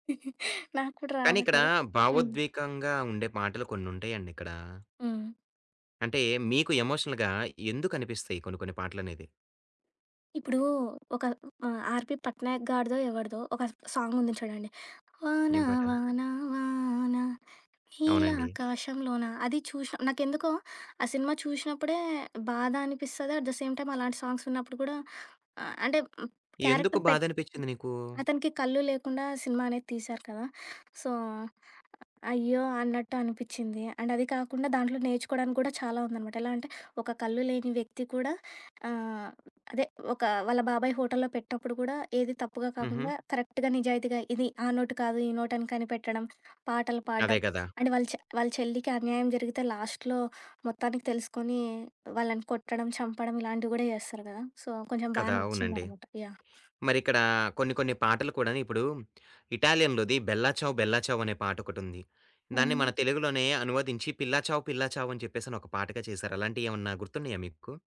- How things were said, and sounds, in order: giggle; in English: "ఎమోషనల్‌గా"; in English: "సాంగ్"; singing: "వాన వాన వానా, హీలాకాశంలోనా"; in English: "ఎట్ ద సేమ్ టైమ్"; in English: "సాంగ్స్"; in English: "క్యారెక్టర్"; swallow; in English: "సో"; in English: "అండ్"; in English: "కరెక్ట్‌గా"; in English: "అండ్"; in English: "లాస్ట్‌లో"; in English: "సో"; other background noise; in Italian: "బెల్లా చావ్ బెల్లా చావ్"
- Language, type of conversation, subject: Telugu, podcast, పాత జ్ఞాపకాలు గుర్తుకొచ్చేలా మీరు ప్లేలిస్ట్‌కి ఏ పాటలను జోడిస్తారు?